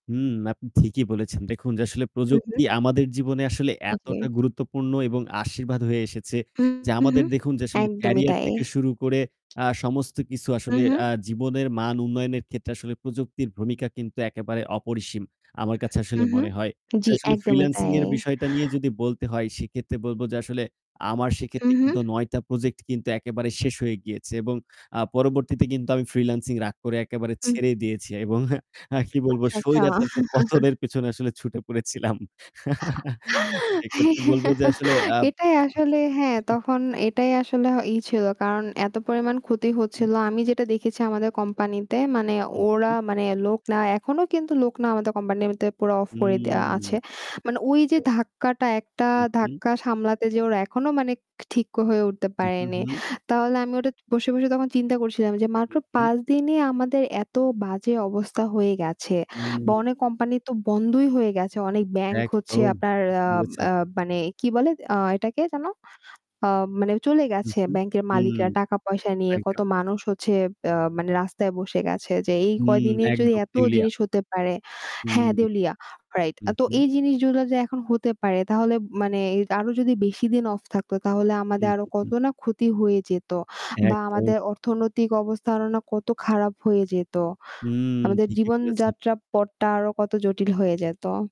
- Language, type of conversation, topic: Bengali, unstructured, প্রযুক্তি আমাদের ব্যক্তিগত সম্পর্ককে কীভাবে প্রভাবিত করে?
- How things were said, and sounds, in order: other background noise; static; distorted speech; tapping; unintelligible speech; chuckle; laughing while speaking: "এবং আ"; laugh; chuckle; "লোকরা" said as "লোকলা"; drawn out: "উ"; unintelligible speech; "জিনিসগুলো" said as "জিনিশজুলা"